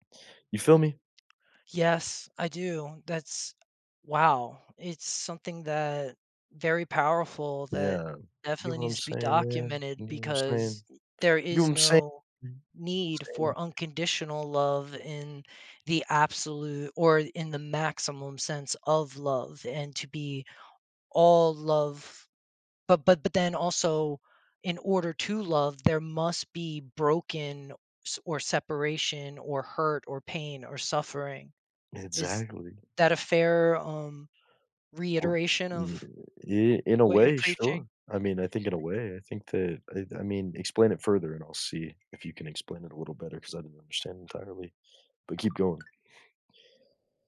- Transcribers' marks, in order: tapping; other background noise; unintelligible speech; alarm
- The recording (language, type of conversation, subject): English, unstructured, How do our experiences and environment shape our views on human nature?
- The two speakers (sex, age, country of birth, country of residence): male, 20-24, United States, United States; male, 40-44, United States, United States